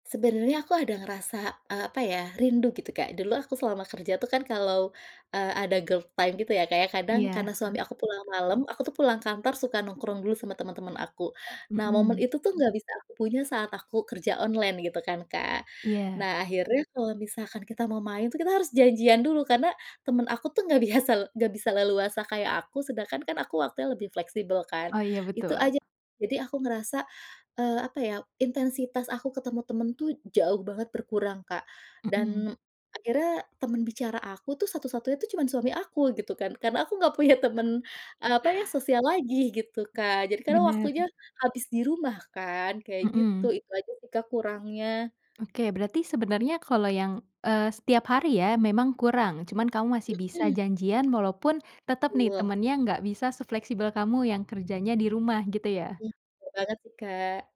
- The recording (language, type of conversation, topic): Indonesian, podcast, Bagaimana kamu menyeimbangkan ambisi dan kehidupan pribadi?
- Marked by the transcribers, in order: in English: "girl time"; chuckle; tapping; laughing while speaking: "biasa"; laugh; laughing while speaking: "temen"